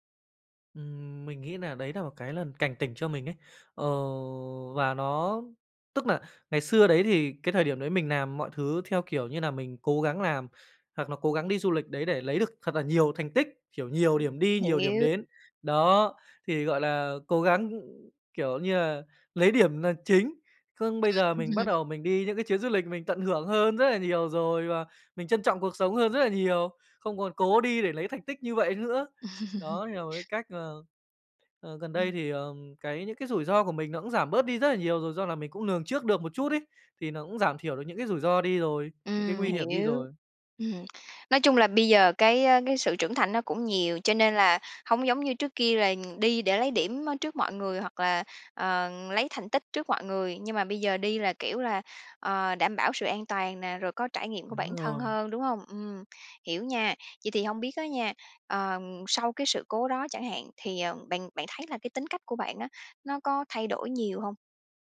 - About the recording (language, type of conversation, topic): Vietnamese, podcast, Bạn đã từng suýt gặp tai nạn nhưng may mắn thoát nạn chưa?
- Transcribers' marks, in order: tapping; "làm" said as "nàm"; other noise; laugh; other background noise; laugh